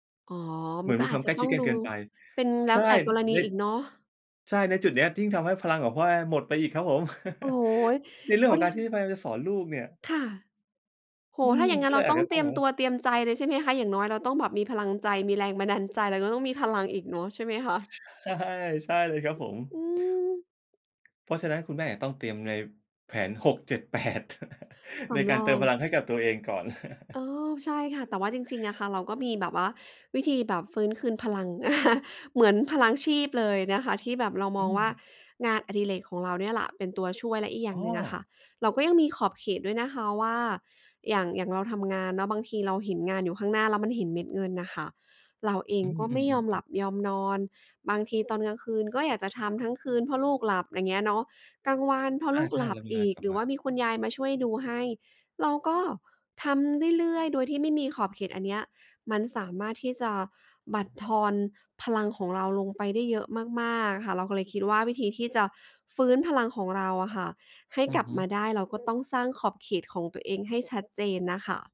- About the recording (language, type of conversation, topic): Thai, podcast, มีวิธีอะไรบ้างที่ช่วยฟื้นพลังและกลับมามีไฟอีกครั้งหลังจากหมดไฟ?
- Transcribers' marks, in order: chuckle; laughing while speaking: "ใช่"; laughing while speaking: "แปด"; chuckle; chuckle; chuckle